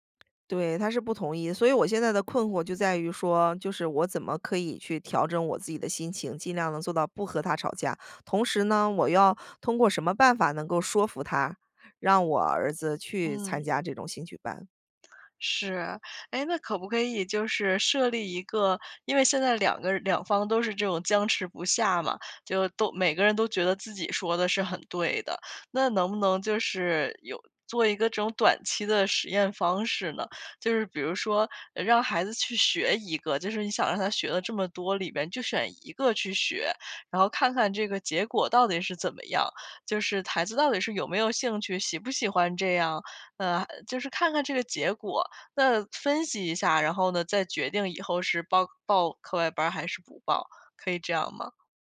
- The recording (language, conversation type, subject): Chinese, advice, 我该如何描述我与配偶在育儿方式上的争执？
- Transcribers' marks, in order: other background noise